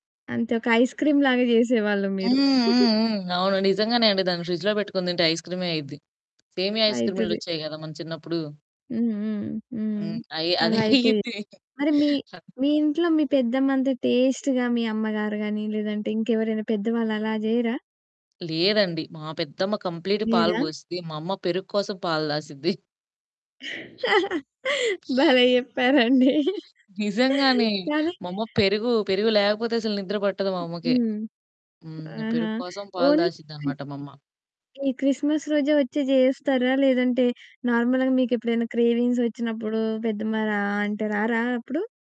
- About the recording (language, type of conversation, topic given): Telugu, podcast, మీ ఇంటిలో పండుగలప్పుడు తప్పనిసరిగా వండే వంటకం ఏది?
- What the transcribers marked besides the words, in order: in English: "ఐస్‌క్రీమ్‌లాగా"; giggle; other background noise; laughing while speaking: "అదే అయిద్ది"; in English: "టేస్ట్‌గా"; in English: "కంప్లీట్"; laughing while speaking: "భలే చెప్పారండి! అదే"; distorted speech; in English: "నార్మల్‌గా"; in English: "క్రేవింగ్స్"